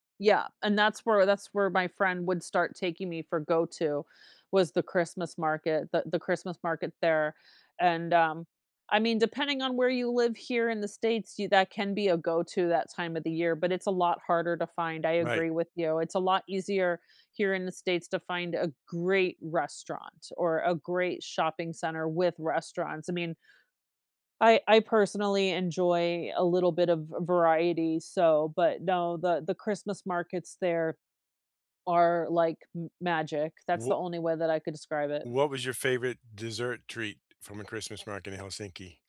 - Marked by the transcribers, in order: stressed: "great"
- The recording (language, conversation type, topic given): English, unstructured, When friends visit from out of town, where do you take them to eat first, and why is it the perfect introduction to your city?
- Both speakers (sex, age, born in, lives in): female, 40-44, United States, United States; male, 55-59, United States, United States